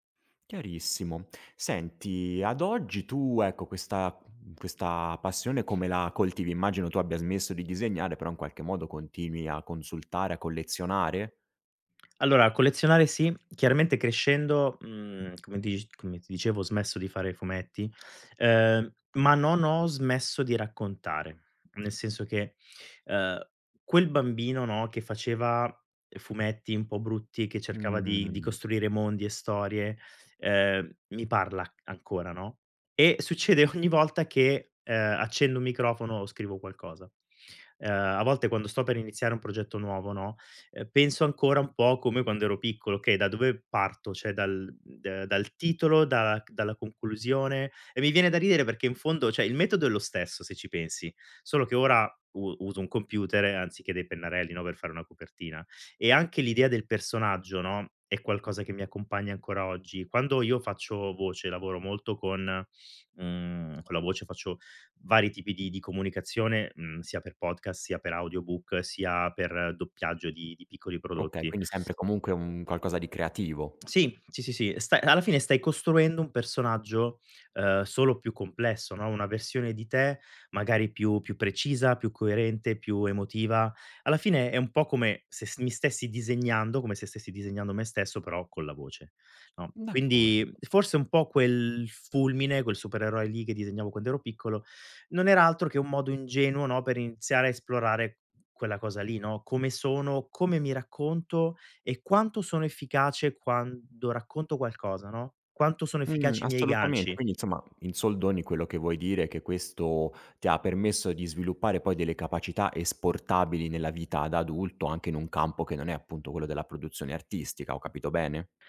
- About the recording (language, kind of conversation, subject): Italian, podcast, Hai mai creato fumetti, storie o personaggi da piccolo?
- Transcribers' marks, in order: tapping; other background noise; "Cioè" said as "ceh"; "cioè" said as "ceh"; in English: "audiobook"